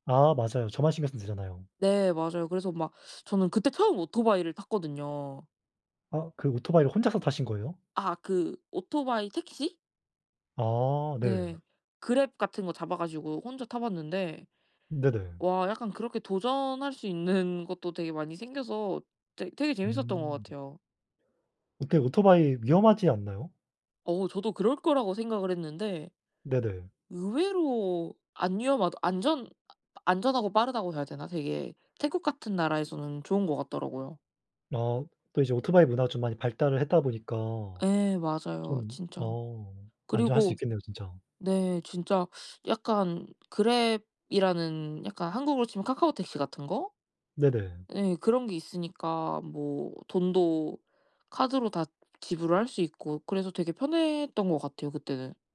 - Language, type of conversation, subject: Korean, unstructured, 여행할 때 가장 중요하게 생각하는 것은 무엇인가요?
- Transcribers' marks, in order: other background noise; laughing while speaking: "있는"